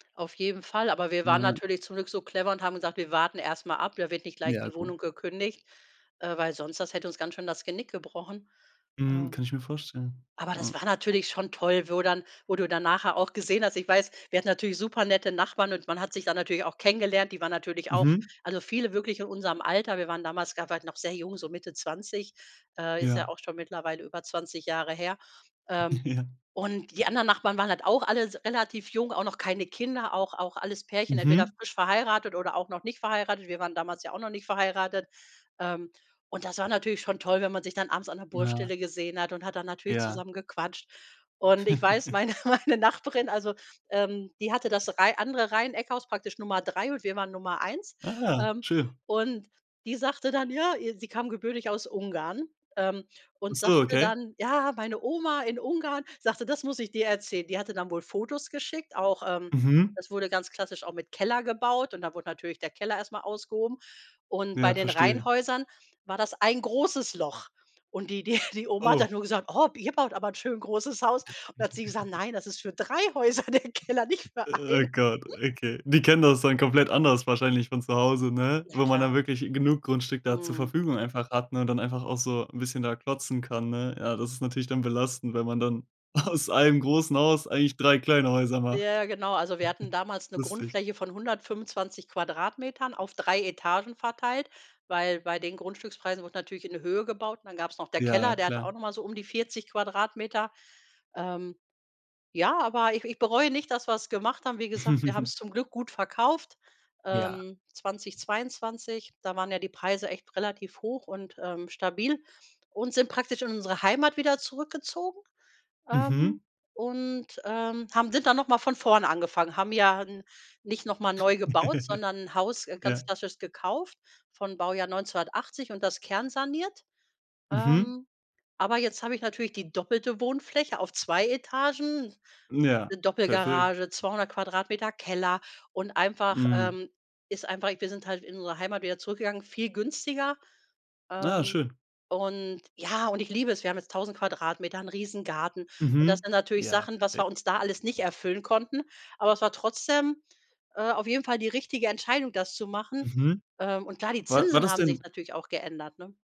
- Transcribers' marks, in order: laughing while speaking: "Ja"; giggle; laughing while speaking: "meine meine"; joyful: "Ah"; put-on voice: "Ja ihr"; laughing while speaking: "die"; put-on voice: "Oh, ihr baut aber 'n schön großes Haus"; giggle; laughing while speaking: "3 Häuser der Keller, nicht für einen"; giggle; other background noise; laughing while speaking: "aus"; giggle; giggle; other noise; giggle; anticipating: "und ja"
- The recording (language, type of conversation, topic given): German, podcast, Erzähl mal: Wie hast du ein Haus gekauft?